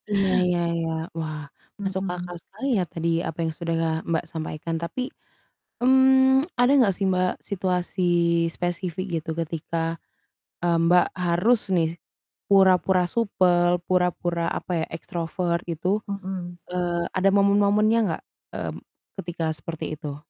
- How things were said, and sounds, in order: static; tsk; in English: "ekstrovert"
- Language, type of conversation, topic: Indonesian, unstructured, Apa tantangan terbesar yang kamu hadapi saat menunjukkan siapa dirimu sebenarnya?